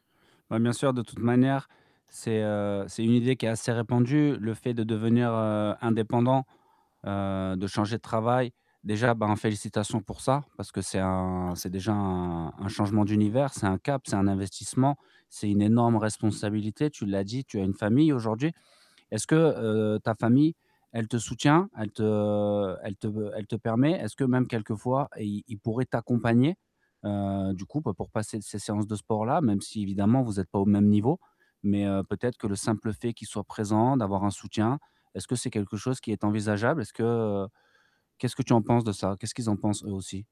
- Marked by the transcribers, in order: tapping; static; unintelligible speech; other background noise
- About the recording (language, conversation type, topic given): French, advice, Comment faire du sport quand on manque de temps entre le travail et la famille ?